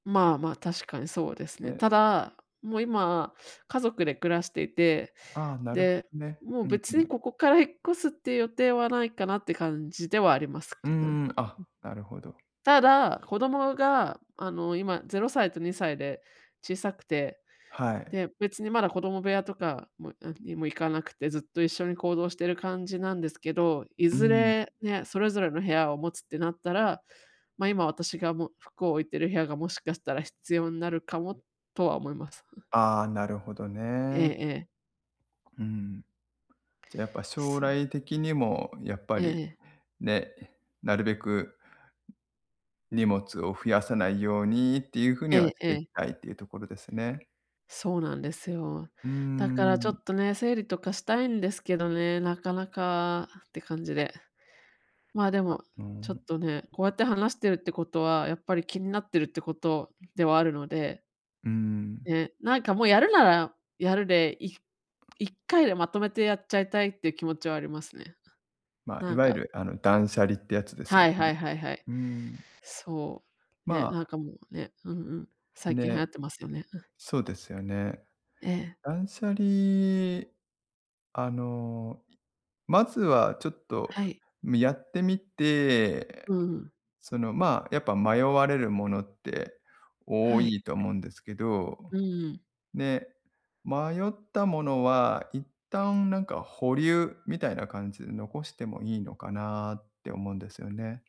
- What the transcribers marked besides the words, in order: other noise
- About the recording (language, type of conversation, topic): Japanese, advice, 感情と持ち物をどう整理すればよいですか？